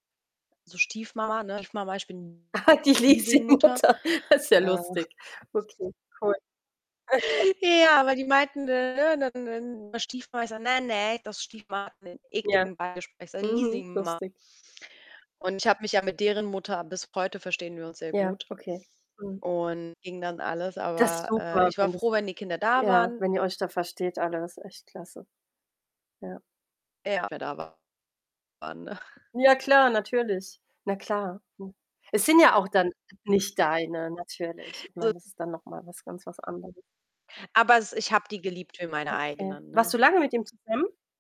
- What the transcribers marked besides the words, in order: distorted speech; unintelligible speech; static; laughing while speaking: "Ah, die Leasing-Mutter. Das ist ja lustig"; other background noise; chuckle; put-on voice: "Ja"; unintelligible speech; unintelligible speech; chuckle; unintelligible speech
- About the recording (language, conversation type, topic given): German, unstructured, Was bedeutet Glück für dich persönlich?